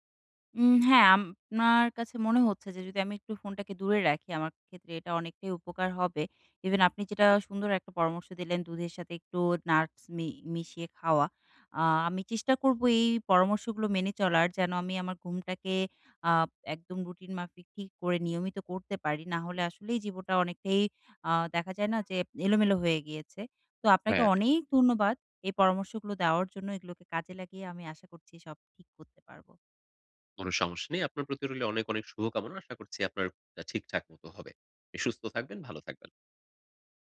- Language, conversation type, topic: Bengali, advice, আমি কীভাবে একটি স্থির রাতের রুটিন গড়ে তুলে নিয়মিত ঘুমাতে পারি?
- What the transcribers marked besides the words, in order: "আপনার" said as "আমনার"; tapping; "আপনি" said as "পনি"